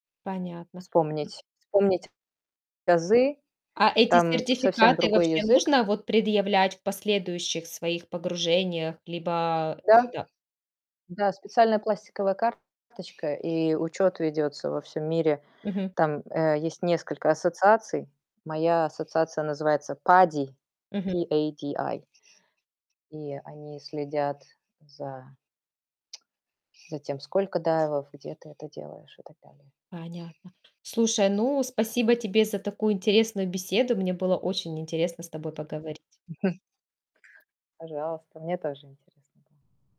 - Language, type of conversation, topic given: Russian, podcast, Какое знакомство с местными запомнилось вам навсегда?
- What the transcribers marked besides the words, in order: other noise; other background noise; tapping; distorted speech; chuckle